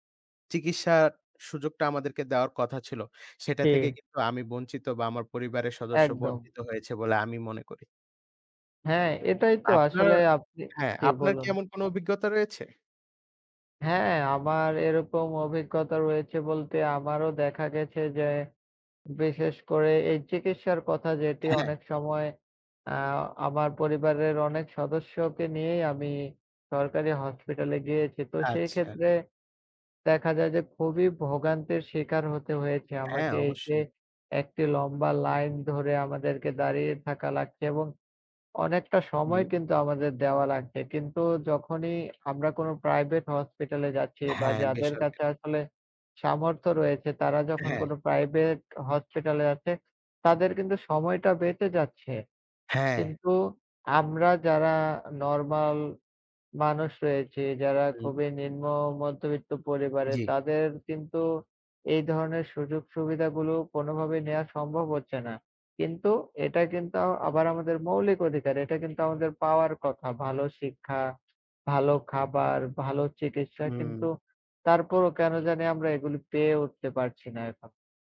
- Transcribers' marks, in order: tapping; other background noise
- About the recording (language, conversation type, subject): Bengali, unstructured, আপনার কি মনে হয়, সমাজে সবাই কি সমান সুযোগ পায়?